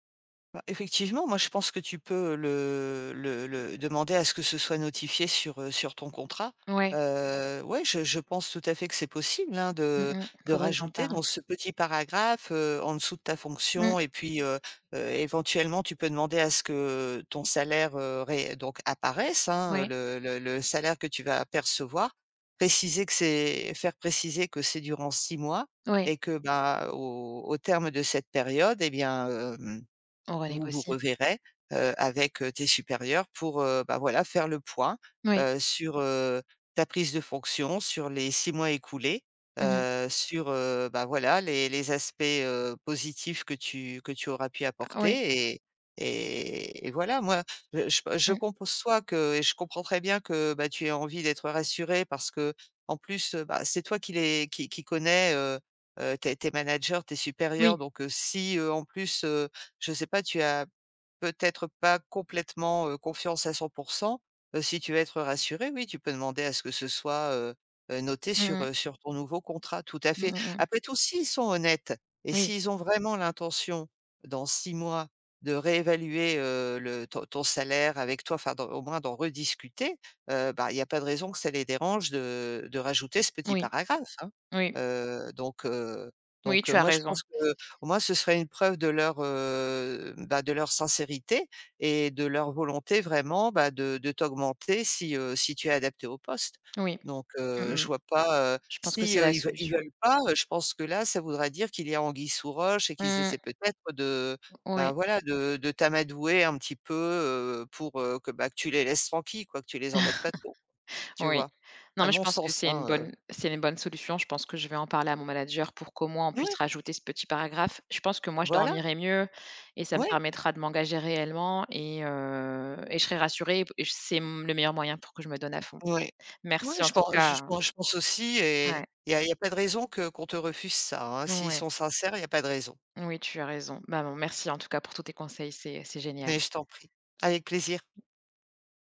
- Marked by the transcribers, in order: unintelligible speech; chuckle; tapping
- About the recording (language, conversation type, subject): French, advice, Comment surmonter mon manque de confiance pour demander une augmentation ou une promotion ?
- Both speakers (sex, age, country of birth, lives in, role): female, 30-34, France, France, user; female, 50-54, France, France, advisor